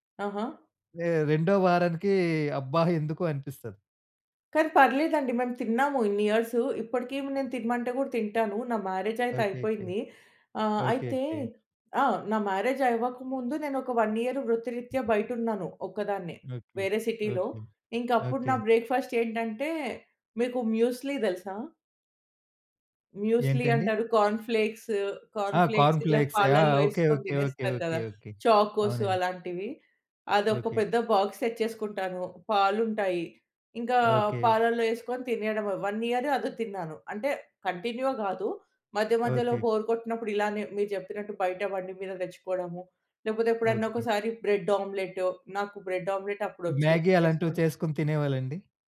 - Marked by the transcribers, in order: in English: "మ్యారేజ్"; in English: "మ్యారేజ్"; in English: "వన్ ఇయర్"; in English: "సిటీలో"; in English: "బ్రేక్‌ఫాస్ట్"; in English: "మ్యూస్లీ"; in English: "మ్యూస్లీ"; in English: "కార్న్ ఫ్లేక్స్. కార్న్ ఫ్లేక్స్"; in English: "కార్న్ ఫ్లేక్స్"; in English: "చాకోస్"; in English: "బాక్స్"; in English: "వన్ ఇయర్"; in English: "కంటిన్యూగా"; in English: "బోర్"; in English: "బ్రెడ్ ఆమ్లెట్"; in English: "బ్రెడ్ ఆమ్లెట్"
- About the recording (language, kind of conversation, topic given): Telugu, podcast, సాధారణంగా మీరు అల్పాహారంగా ఏమి తింటారు?